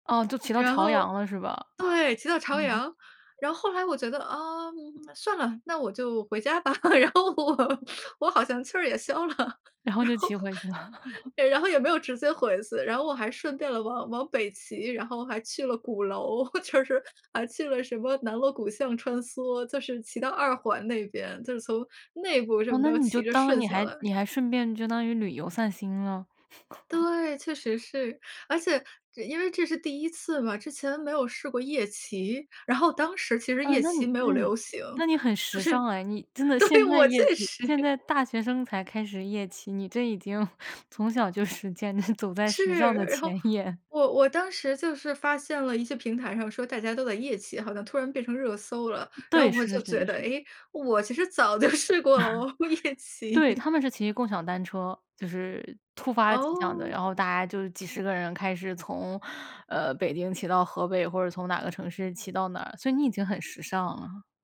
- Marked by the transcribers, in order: laugh; other background noise; laugh; laughing while speaking: "然后我 我好像气儿也消了。然后"; laughing while speaking: "了"; laugh; laughing while speaking: "就是"; laugh; laughing while speaking: "对，我确实"; chuckle; laughing while speaking: "从小就实践你走在时尚的前沿"; laughing while speaking: "早就试过了哦，夜骑"; laugh
- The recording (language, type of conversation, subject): Chinese, podcast, 你通常会怎么处理误会和冲突？